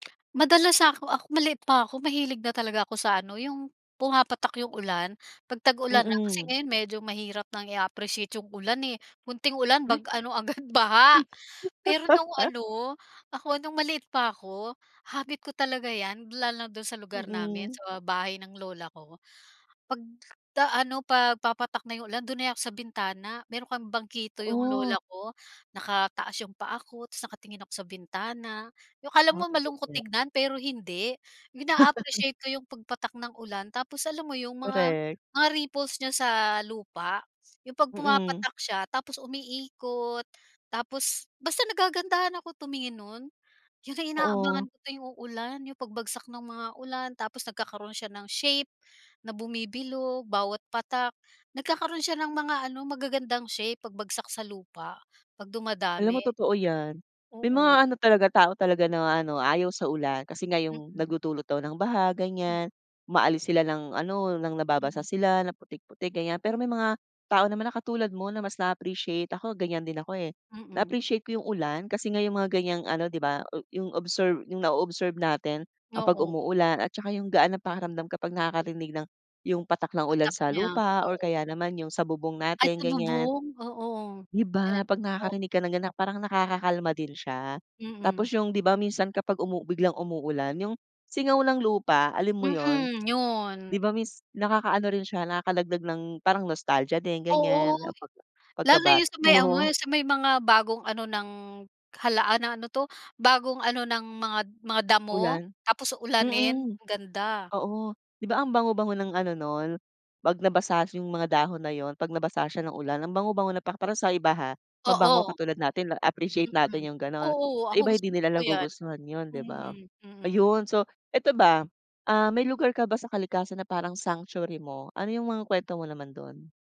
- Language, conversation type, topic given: Filipino, podcast, Ano ang pinakamahalagang aral na natutunan mo mula sa kalikasan?
- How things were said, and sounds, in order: laugh; in English: "nostalgia"; laughing while speaking: "mo"